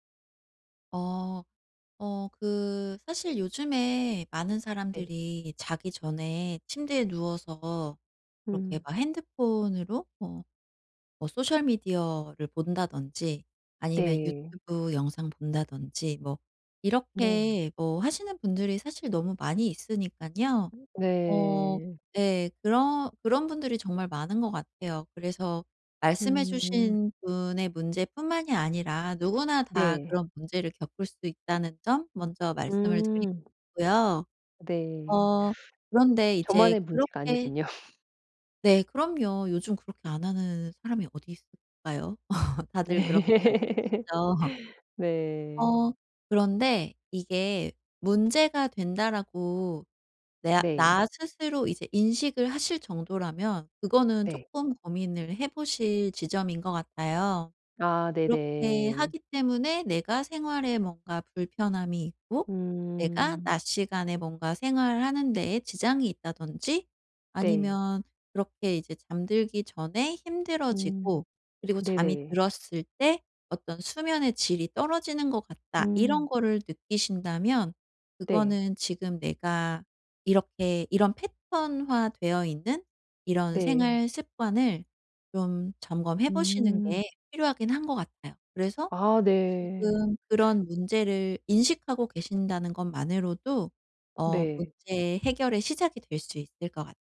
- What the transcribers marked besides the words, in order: laugh; laugh; tapping; teeth sucking
- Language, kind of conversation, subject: Korean, advice, 잠자기 전에 스크린 사용을 줄이려면 어떻게 시작하면 좋을까요?